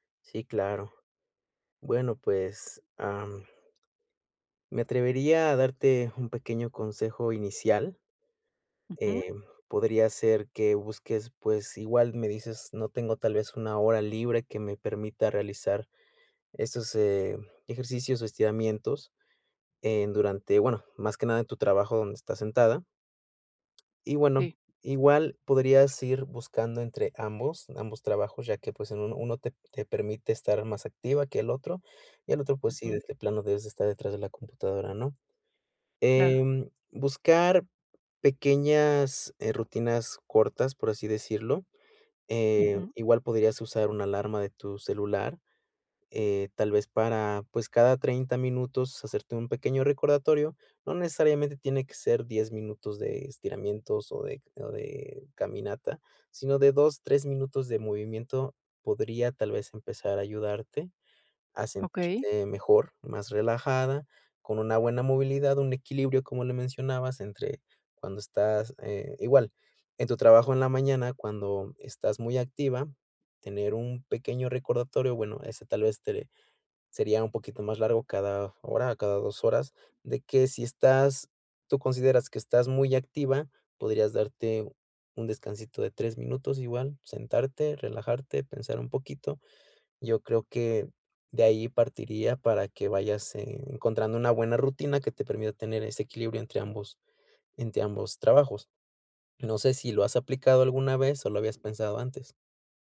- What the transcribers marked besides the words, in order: other background noise
- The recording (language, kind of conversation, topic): Spanish, advice, Rutinas de movilidad diaria